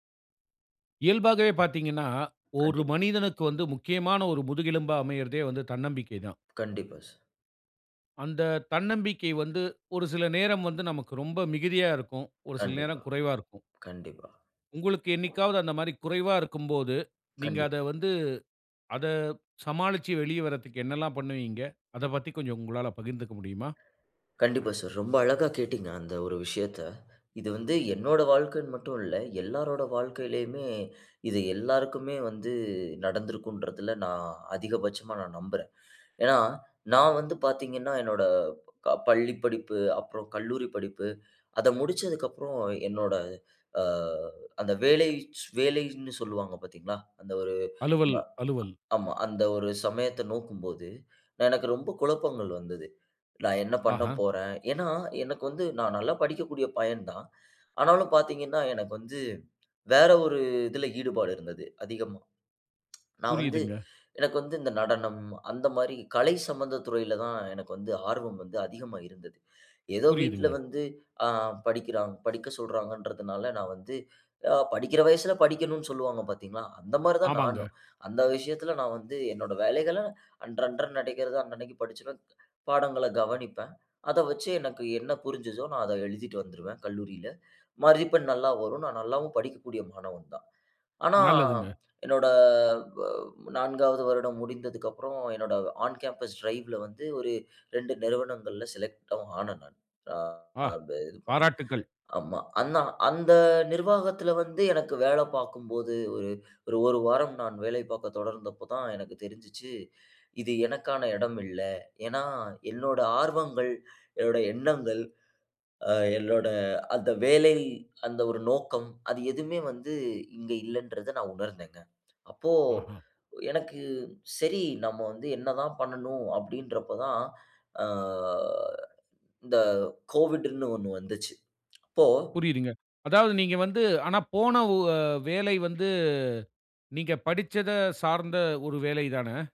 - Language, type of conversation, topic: Tamil, podcast, தன்னம்பிக்கை குறையும்போது நீங்கள் என்ன செய்கிறீர்கள்?
- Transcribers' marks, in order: "கண்டிப்பா" said as "கண்டி"; "சார்" said as "சா"; other background noise; "கண்டிப்பா" said as "கண்டிப்"; "பத்தி" said as "வத்தி"; breath; tsk; "நடக்கிறது" said as "நடைக்கிறது"; "மதிப்பெண்" said as "மரிப்பெண்"; in English: "ஆன் கேம்பஸ் டிரைவ்ல"; surprised: "ஆ!"